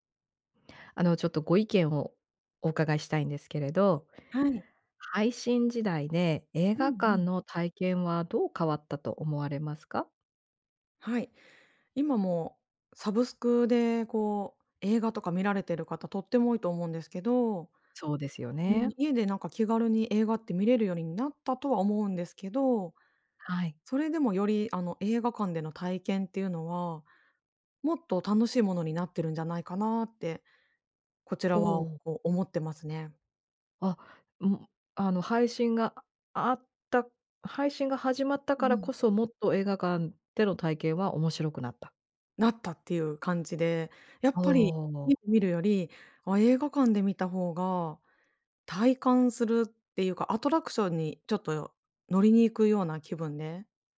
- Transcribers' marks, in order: tapping
- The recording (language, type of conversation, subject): Japanese, podcast, 配信の普及で映画館での鑑賞体験はどう変わったと思いますか？